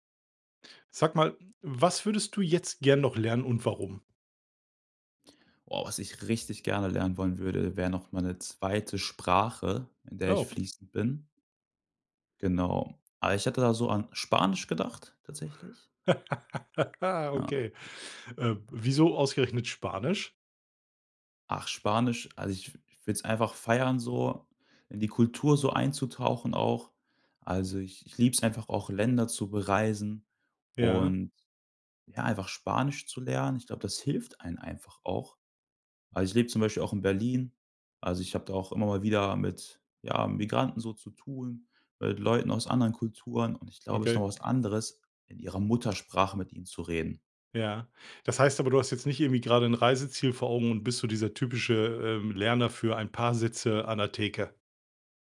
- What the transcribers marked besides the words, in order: stressed: "richtig"; surprised: "Oh"; laugh
- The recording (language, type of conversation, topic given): German, podcast, Was würdest du jetzt gern noch lernen und warum?